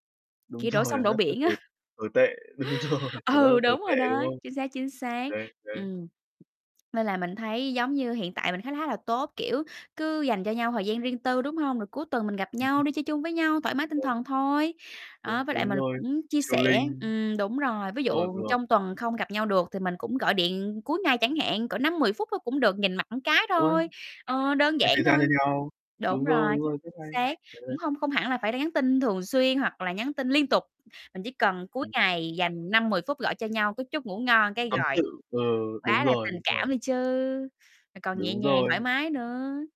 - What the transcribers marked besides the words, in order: laughing while speaking: "rồi"; chuckle; laughing while speaking: "đúng rồi"; tapping; other background noise; distorted speech; in English: "chilling"; static
- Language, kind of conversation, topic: Vietnamese, unstructured, Làm thế nào để biết khi nào nên chấm dứt một mối quan hệ?
- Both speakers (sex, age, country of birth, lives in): female, 30-34, Vietnam, Vietnam; male, 20-24, Vietnam, Vietnam